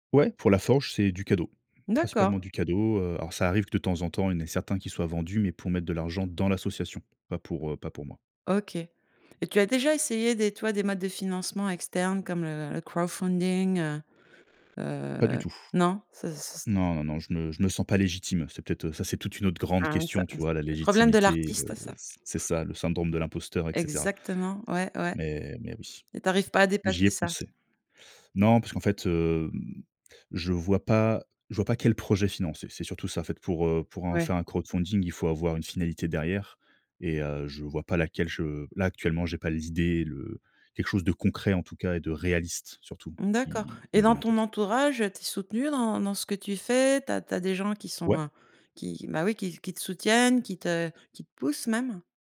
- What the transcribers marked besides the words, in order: tapping; stressed: "grande"; other background noise; in English: "crowdfunding"; stressed: "réaliste"
- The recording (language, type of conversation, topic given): French, podcast, Parle-nous d’un projet marquant que tu as réalisé grâce à ton loisir